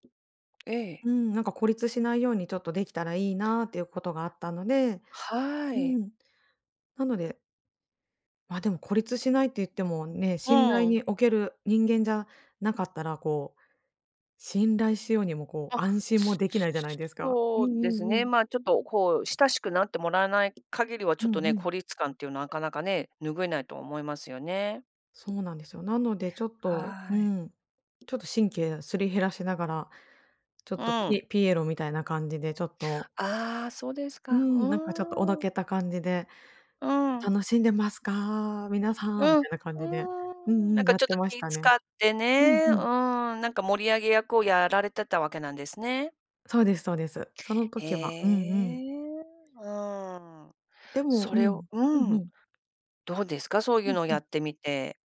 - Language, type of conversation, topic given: Japanese, podcast, コミュニティで信頼を築くにはどうすればよいですか？
- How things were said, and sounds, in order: tapping